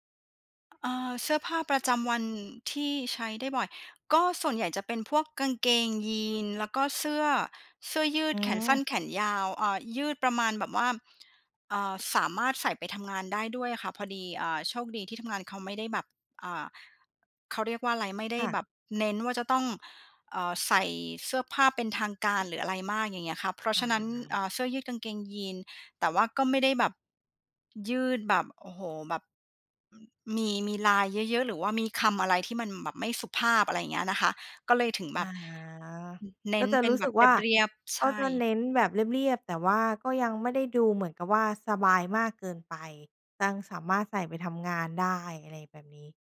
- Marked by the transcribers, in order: none
- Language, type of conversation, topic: Thai, podcast, ชอบแต่งตัวตามเทรนด์หรือคงสไตล์ตัวเอง?